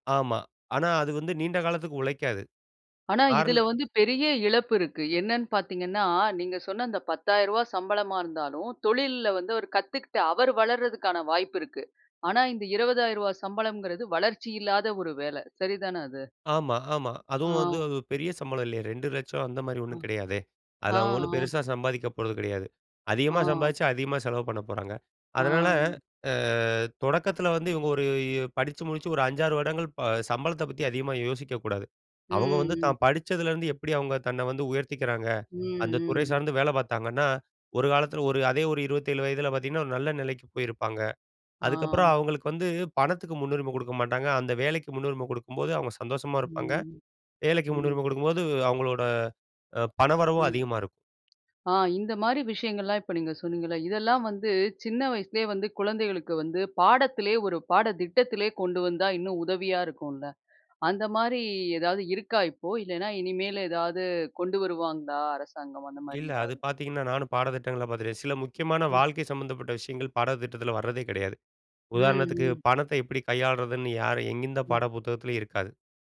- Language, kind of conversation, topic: Tamil, podcast, சம்பளம் மற்றும் ஆனந்தம் இதில் எதற்கு நீங்கள் முன்னுரிமை அளிப்பீர்கள்?
- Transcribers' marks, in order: other background noise; other noise; "எந்த" said as "எங்கிந்த"